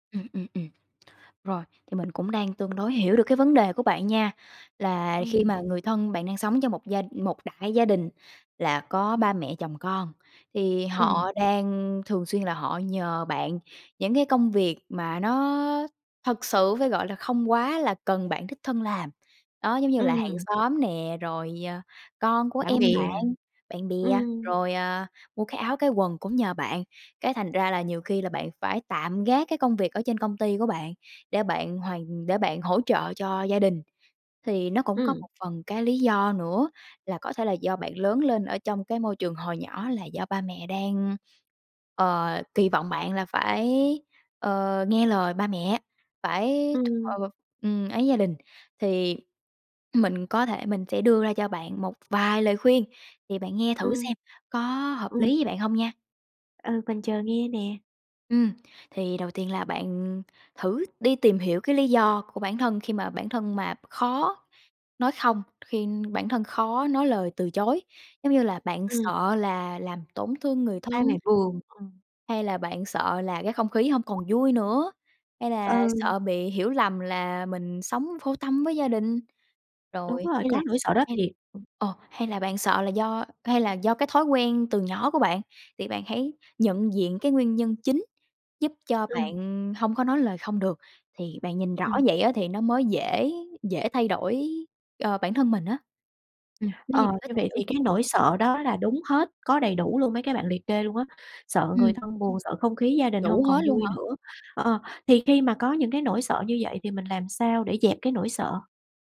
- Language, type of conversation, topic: Vietnamese, advice, Làm thế nào để nói “không” khi người thân luôn mong tôi đồng ý mọi việc?
- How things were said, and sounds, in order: other background noise; tapping; unintelligible speech; unintelligible speech